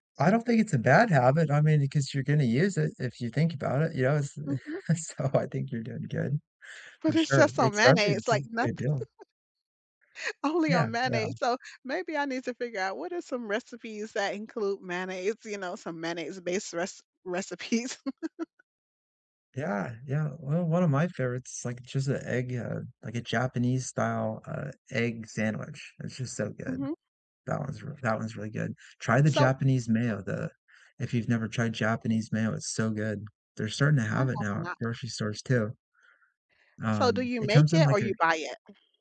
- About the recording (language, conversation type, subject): English, unstructured, How can you turn pantry know-how and quick cooking hacks into weeknight meals that help you feel more connected?
- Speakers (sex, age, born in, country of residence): female, 45-49, United States, United States; male, 40-44, United States, United States
- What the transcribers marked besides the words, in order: laughing while speaking: "so"; laughing while speaking: "nothing"; laughing while speaking: "re recipes"; other background noise